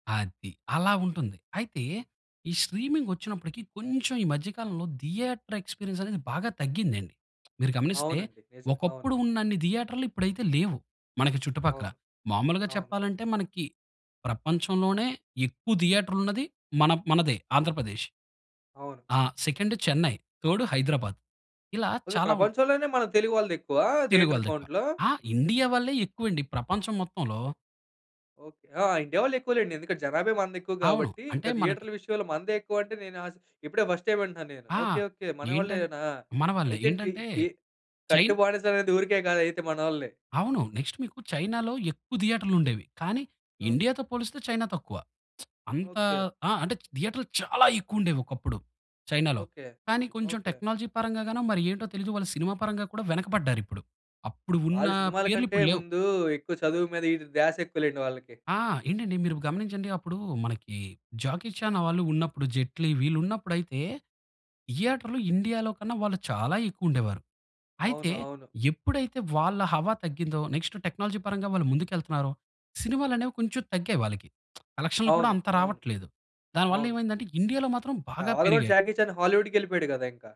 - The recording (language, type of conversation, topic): Telugu, podcast, స్ట్రీమింగ్ వేదికలు రావడంతో సినిమా చూసే అనుభవం మారిందా?
- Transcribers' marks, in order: in English: "స్ట్రీమింగ్"; in English: "థియేటర్ ఎక్స్‌పీరియన్స్"; other noise; in English: "సెకండ్"; in English: "థర్డ్"; in English: "థియేటర్ కౌంట్‌లో?"; in English: "ఫస్ట్ టైం"; in English: "నెక్స్ట్"; lip smack; in English: "టెక్నాలజీ"; in English: "థియేటర్‌లో"; in English: "నెక్స్ట్ టెక్నాలజీ"; lip smack